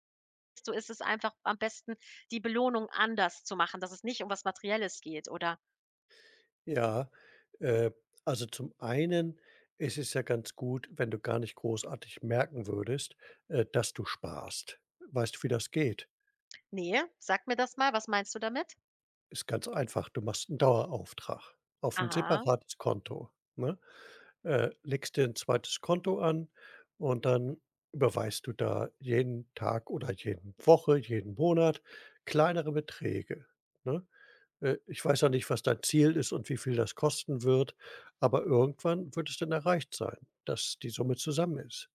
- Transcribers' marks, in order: other background noise
- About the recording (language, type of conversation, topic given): German, advice, Wie kann ich meine Ausgaben reduzieren, wenn mir dafür die Motivation fehlt?